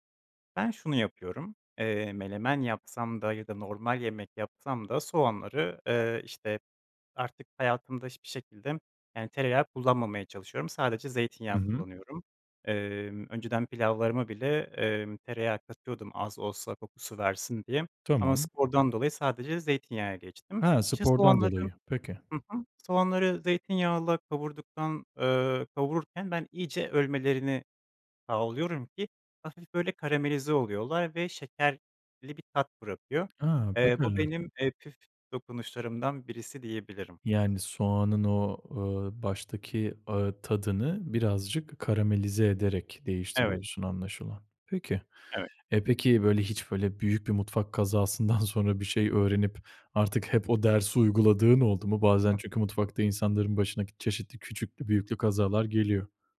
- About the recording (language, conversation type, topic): Turkish, podcast, Mutfakta en çok hangi yemekleri yapmayı seviyorsun?
- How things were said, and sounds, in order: "zeytinyağına" said as "zeytinyağya"; laughing while speaking: "sonra"